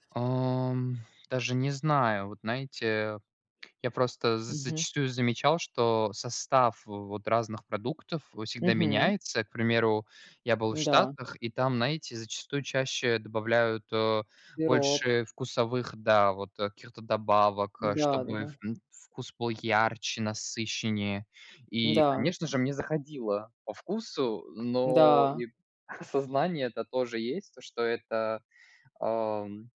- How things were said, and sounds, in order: none
- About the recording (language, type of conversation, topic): Russian, unstructured, Насколько, по-вашему, безопасны продукты из обычных магазинов?